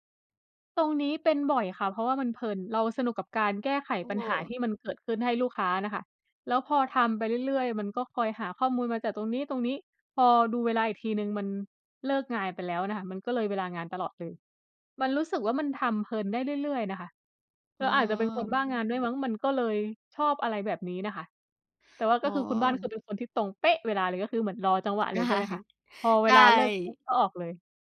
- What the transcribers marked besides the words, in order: other background noise; "งาน" said as "งาย"; laughing while speaking: "ใช่"
- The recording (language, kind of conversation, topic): Thai, unstructured, คุณทำส่วนไหนของงานแล้วรู้สึกสนุกที่สุด?